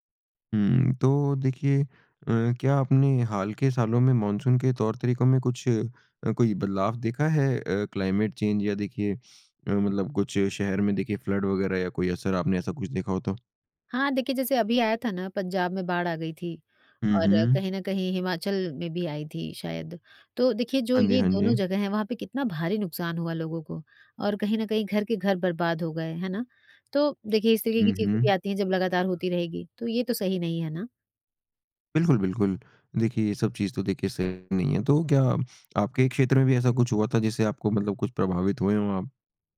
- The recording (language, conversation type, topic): Hindi, podcast, मॉनसून आपको किस तरह प्रभावित करता है?
- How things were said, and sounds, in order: in English: "क्लाइमेट चेंज"; in English: "फ़्लड"